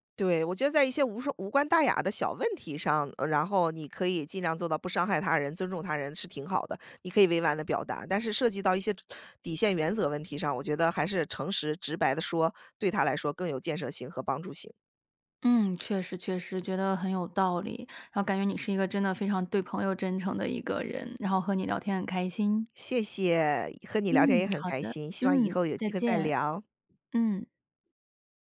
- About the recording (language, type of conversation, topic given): Chinese, podcast, 你为了不伤害别人，会选择隐瞒自己的真实想法吗？
- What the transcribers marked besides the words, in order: none